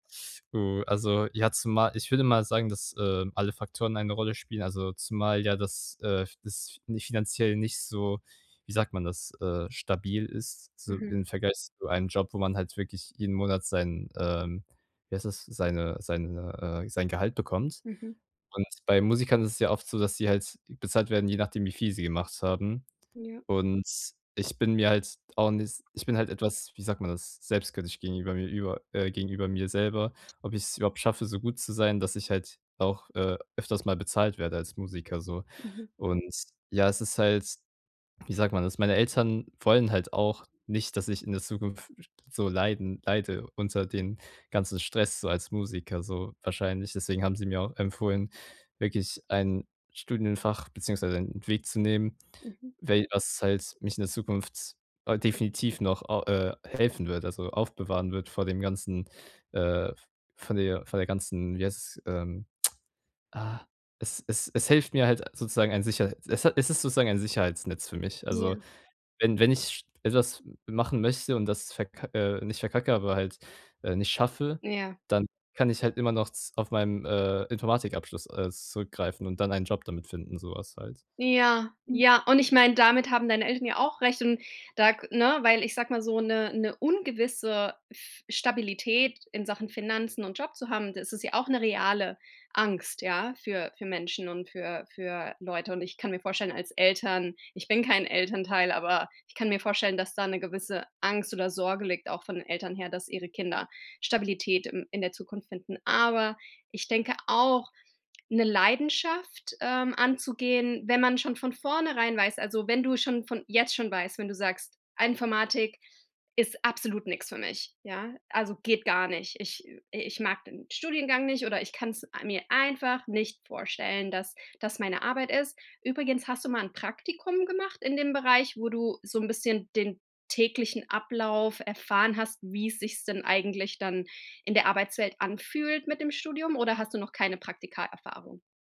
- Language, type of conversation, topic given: German, advice, Wie kann ich besser mit meiner ständigen Sorge vor einer ungewissen Zukunft umgehen?
- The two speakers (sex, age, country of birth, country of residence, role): female, 35-39, Germany, United States, advisor; male, 18-19, Germany, Germany, user
- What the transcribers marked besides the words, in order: lip smack; other noise